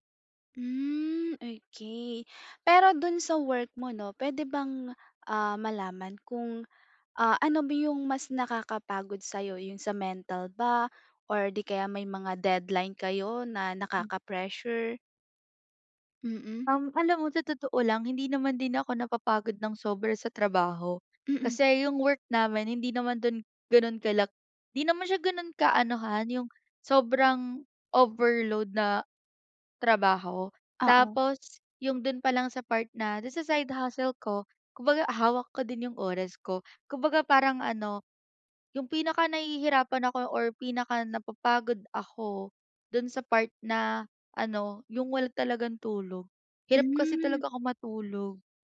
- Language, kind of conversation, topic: Filipino, advice, Paano ako makakapagtuon kapag madalas akong nadidistract at napapagod?
- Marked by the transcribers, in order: tapping